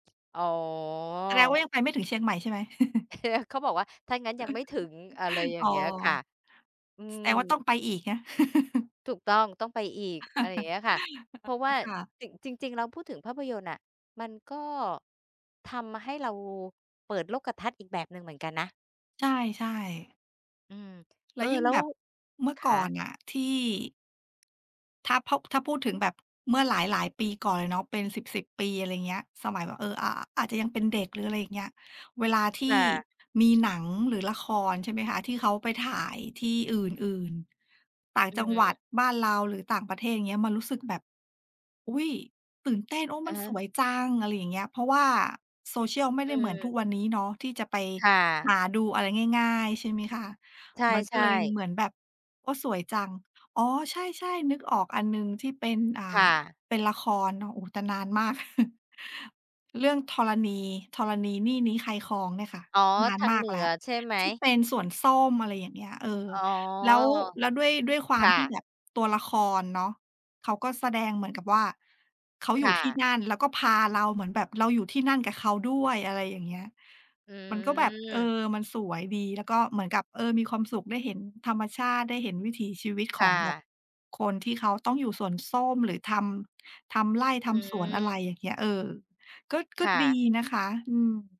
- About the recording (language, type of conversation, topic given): Thai, unstructured, ทำไมภาพยนตร์ถึงทำให้เรารู้สึกเหมือนได้ไปอยู่ในสถานที่ใหม่ๆ?
- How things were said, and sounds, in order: laugh; chuckle; laugh; gasp; tapping; chuckle